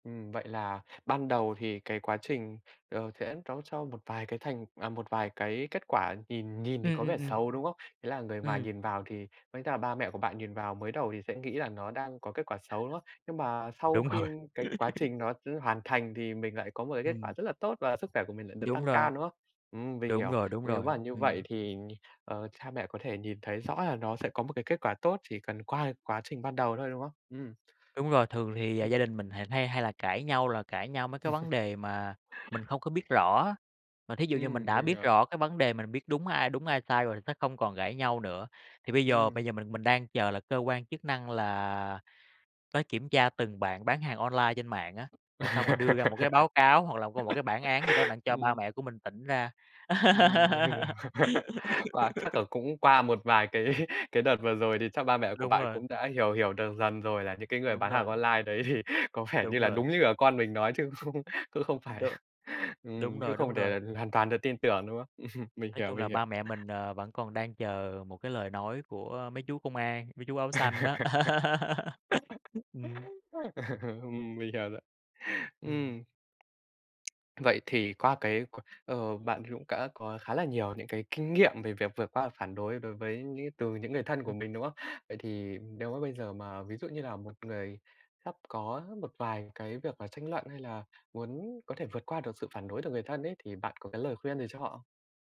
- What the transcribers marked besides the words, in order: tapping; other noise; laughing while speaking: "rồi"; laugh; other background noise; laugh; laugh; laugh; laughing while speaking: "cái"; laugh; laughing while speaking: "thì có vẻ"; laughing while speaking: "cũng không cũng phải là"; laugh; laugh; laughing while speaking: "mình hiểu rồi"; laugh; "đã" said as "cã"
- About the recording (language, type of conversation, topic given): Vietnamese, podcast, Bạn đã vượt qua sự phản đối từ người thân như thế nào khi quyết định thay đổi?
- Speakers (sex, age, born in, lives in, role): male, 20-24, Vietnam, Vietnam, host; male, 30-34, Vietnam, Vietnam, guest